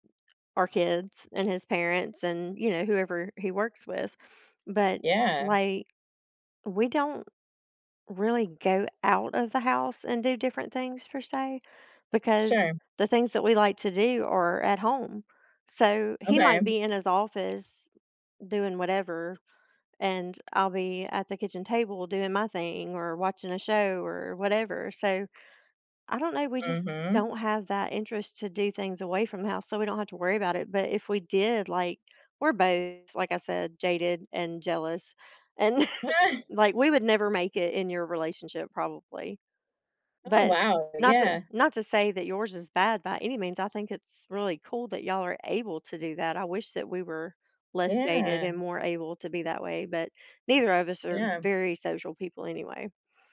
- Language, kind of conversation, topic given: English, unstructured, How do you balance personal space and togetherness?
- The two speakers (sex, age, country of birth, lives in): female, 35-39, United States, United States; female, 50-54, United States, United States
- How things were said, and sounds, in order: chuckle